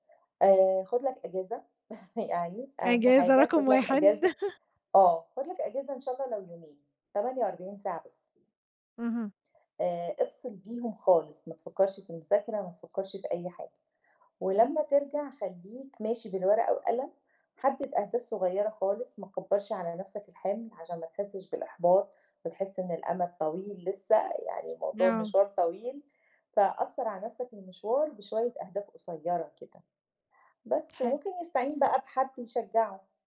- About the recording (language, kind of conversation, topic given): Arabic, podcast, إزاي بتتعامل مع الإحباط وإنت بتتعلم لوحدك؟
- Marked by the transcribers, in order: laugh; chuckle; tapping